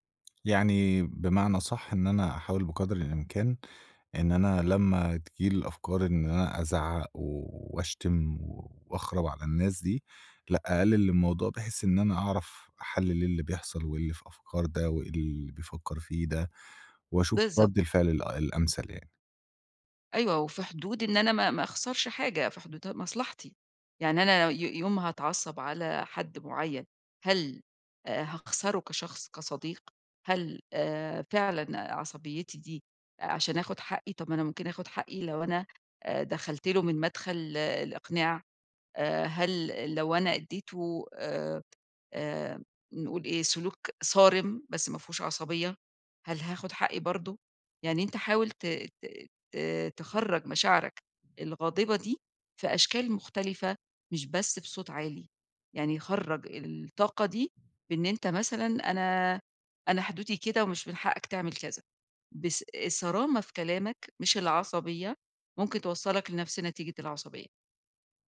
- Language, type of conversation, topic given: Arabic, advice, إزاي أقدر أغيّر عادة انفعالية مدمّرة وأنا حاسس إني مش لاقي أدوات أتحكّم بيها؟
- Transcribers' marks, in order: tapping; other background noise; horn